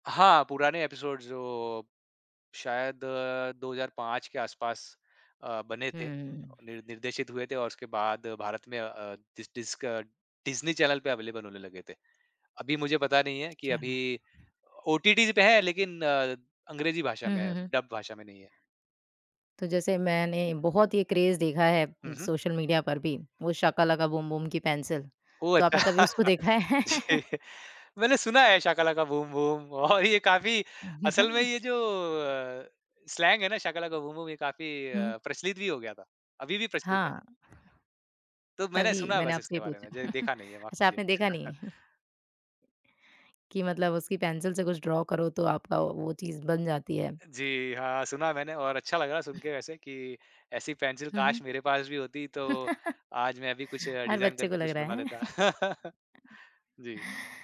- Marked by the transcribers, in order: in English: "एपिसोड्स"; in English: "चैनल"; in English: "अवेलेबल"; other background noise; in English: "डब"; in English: "क्रेज़"; laughing while speaking: "अच्छा। जी"; laugh; laughing while speaking: "और ये"; chuckle; in English: "स्लैंग"; chuckle; in English: "ड्रॉ"; laugh; in English: "डिज़ाइन"; chuckle; laugh
- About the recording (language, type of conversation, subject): Hindi, podcast, क्या आप अपने बचपन की कोई टीवी से जुड़ी याद साझा करेंगे?